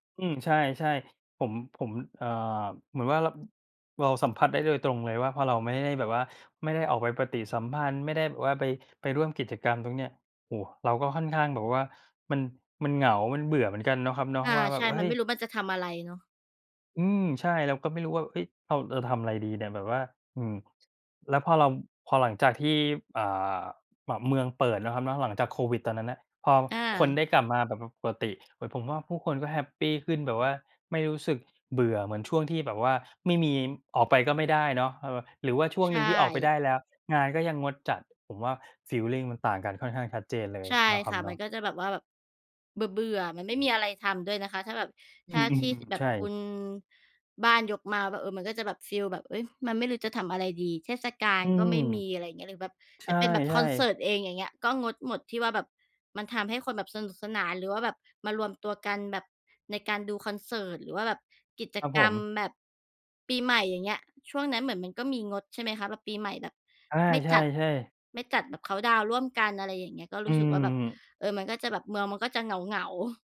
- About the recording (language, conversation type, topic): Thai, unstructured, ทำไมการมีงานวัดหรืองานชุมชนถึงทำให้คนมีความสุข?
- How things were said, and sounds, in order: none